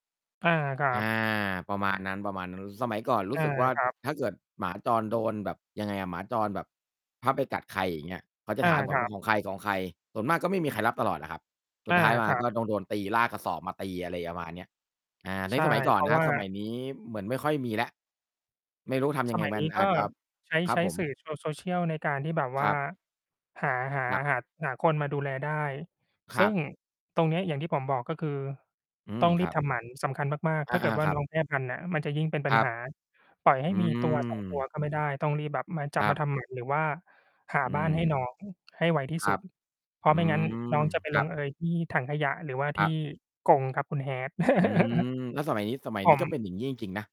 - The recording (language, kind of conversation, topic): Thai, unstructured, สัตว์จรจัดส่งผลกระทบต่อชุมชนอย่างไรบ้าง?
- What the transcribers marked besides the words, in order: "ระมาณ" said as "ยะวาน"; other background noise; chuckle